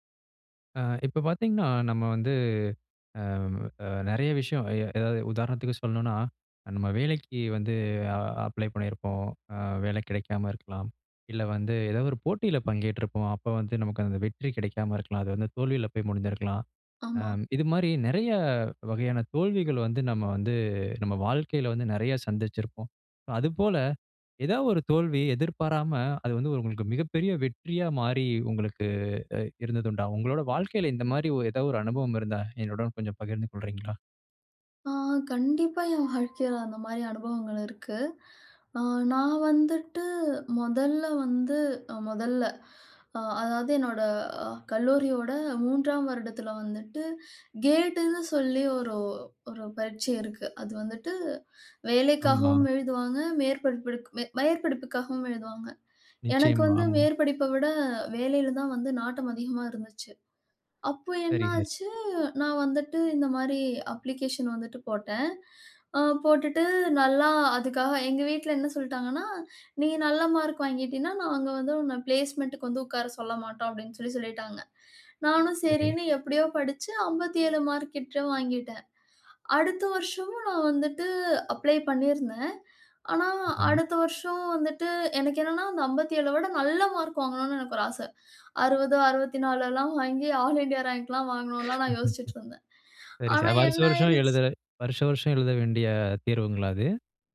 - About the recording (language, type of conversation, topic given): Tamil, podcast, ஒரு தோல்வி எதிர்பாராத வெற்றியாக மாறிய கதையைச் சொல்ல முடியுமா?
- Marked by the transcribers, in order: in English: "அப்ளை"; in English: "அப்ளிகேஷன்"; in English: "பிளேஸ்மெண்டுக்கு"; in English: "அப்ளை"; in English: "ஆல் இந்தியா ரேங்க்லாம்"; chuckle; laugh